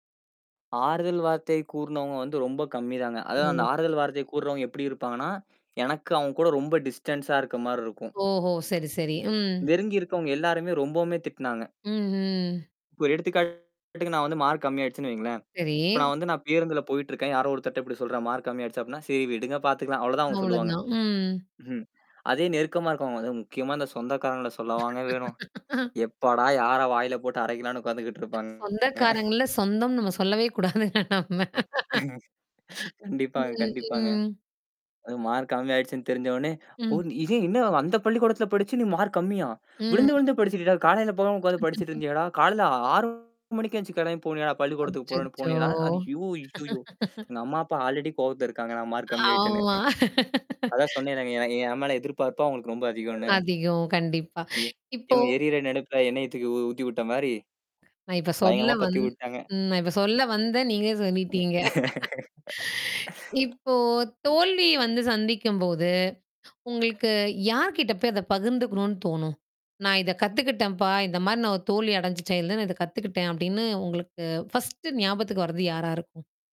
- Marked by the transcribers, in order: distorted speech; static; in English: "டிஸ்டண்ஸா"; lip smack; drawn out: "ம்ஹ்ம்"; other noise; laugh; laughing while speaking: "உக்காந்துகிட்டுருப்பா. கண்டிப்பாங்க, கண்டிப்பாங்க"; laughing while speaking: "சொல்லவே கூடாதுங்க நம்ம"; laugh; drawn out: "அச்சச்சோ"; laugh; in English: "ஆல்ரெடி"; laughing while speaking: "நான் மார்க் கம்மி ஆயிட்டேன்னு"; laughing while speaking: "ஆமா"; laughing while speaking: "நீங்களே சொல்லிட்டீங்க"; laugh; tapping; mechanical hum
- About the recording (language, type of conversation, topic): Tamil, podcast, தோல்வியைச் சந்தித்தபோது நீங்கள் என்ன கற்றுக்கொண்டீர்கள்?